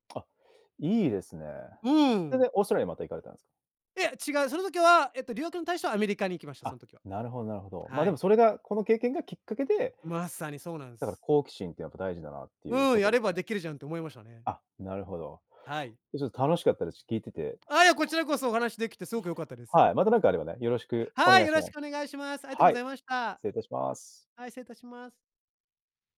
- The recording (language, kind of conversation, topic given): Japanese, podcast, 好奇心に導かれて訪れた場所について、どんな体験をしましたか？
- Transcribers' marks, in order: none